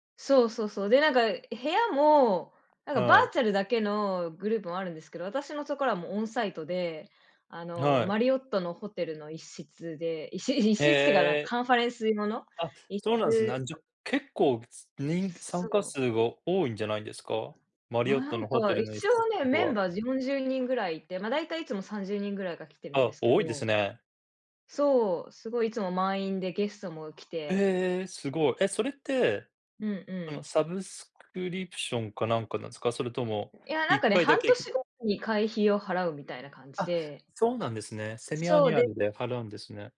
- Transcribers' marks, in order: other background noise; in English: "セミアニュアル"
- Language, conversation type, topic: Japanese, unstructured, 趣味を通じて友達を作ることは大切だと思いますか？